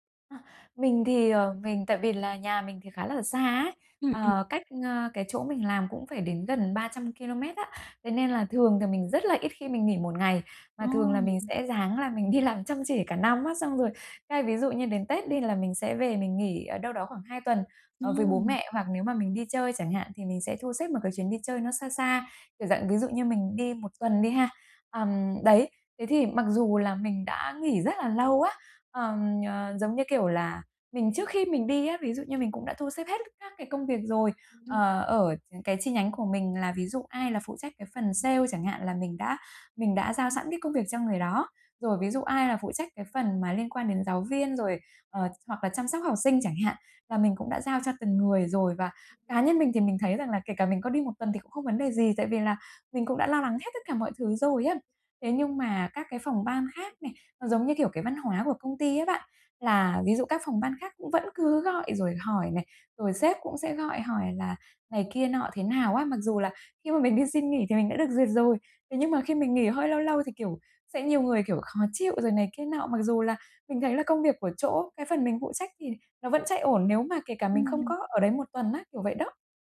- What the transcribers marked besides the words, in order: other background noise; tapping; laughing while speaking: "đi làm"; laughing while speaking: "mình đi xin"
- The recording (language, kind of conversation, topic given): Vietnamese, advice, Làm sao để giữ ranh giới công việc khi nghỉ phép?